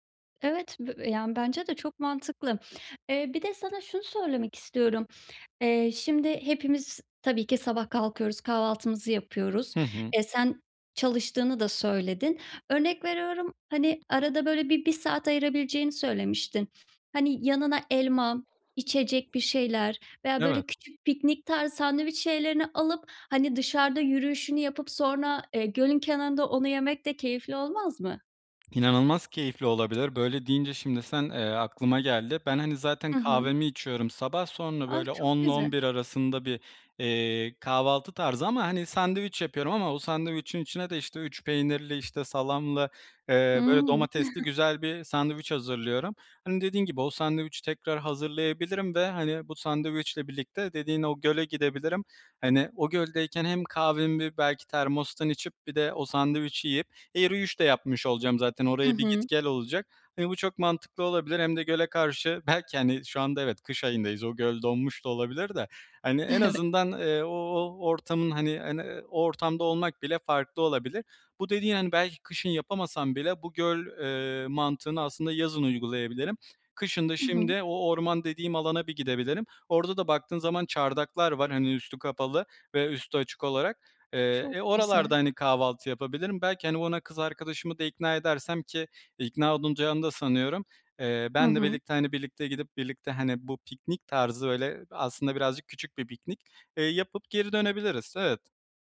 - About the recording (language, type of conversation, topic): Turkish, advice, Kısa yürüyüşleri günlük rutinime nasıl kolayca ve düzenli olarak dahil edebilirim?
- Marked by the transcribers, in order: other background noise; tapping; chuckle; laughing while speaking: "Evet"